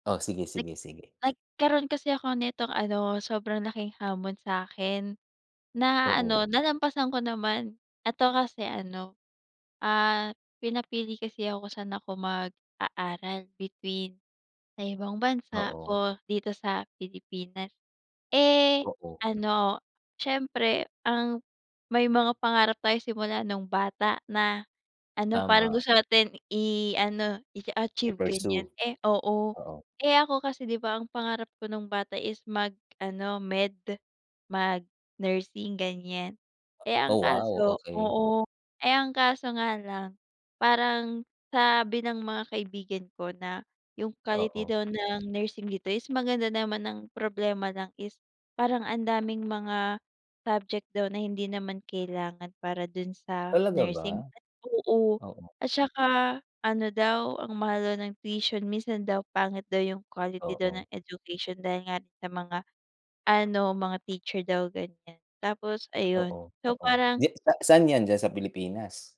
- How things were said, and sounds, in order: none
- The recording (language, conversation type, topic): Filipino, unstructured, Ano ang pinakamalaking hamon na nalampasan mo sa pag-aaral?